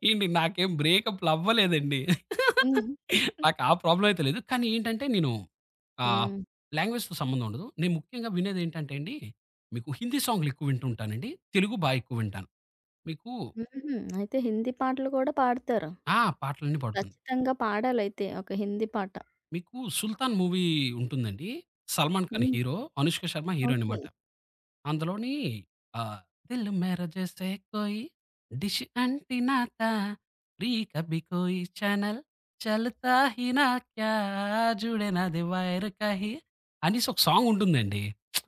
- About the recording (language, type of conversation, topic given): Telugu, podcast, నువ్వు ఇతరులతో పంచుకునే పాటల జాబితాను ఎలా ప్రారంభిస్తావు?
- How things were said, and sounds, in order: laughing while speaking: "ఏండి నాకేం బ్రేకప్లు అవ్వలేదండి. నాకా ప్రాబ్లమ్ అయితే లేదు"; in English: "ప్రాబ్లమ్"; giggle; in English: "లాంగ్వేజ్‌తో"; other background noise; tapping; in English: "మూవీ"; in English: "హీరో"; in English: "హీరోయిన్"; in Hindi: "దిల్ మేర జైస్ కోయి, డిష్ … నదీ వైర్ కహీ"; singing: "దిల్ మేర జైస్ కోయి, డిష్ … నదీ వైర్ కహీ"; lip smack